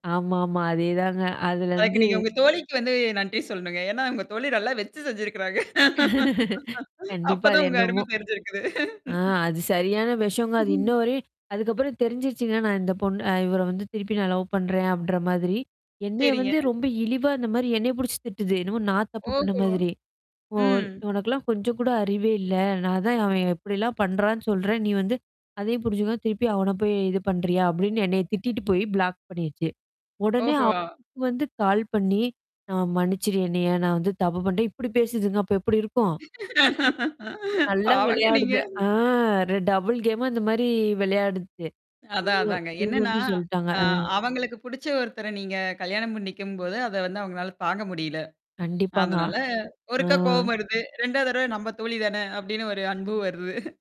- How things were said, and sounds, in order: laughing while speaking: "நல்லா வெச்சு செஞ்சிருக்கிறாங்க. அப்ப தான் உங்க அருமை தெரிஞ்சிருக்குது"; laugh; chuckle; in English: "லவ்"; in English: "பிளாக்"; distorted speech; laugh; laugh; in English: "டபுள் கேமா"; chuckle
- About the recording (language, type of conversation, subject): Tamil, podcast, ஒரு சாதாரண நாள் உங்களுக்கு எப்போதாவது ஒரு பெரிய நினைவாக மாறியதுண்டா?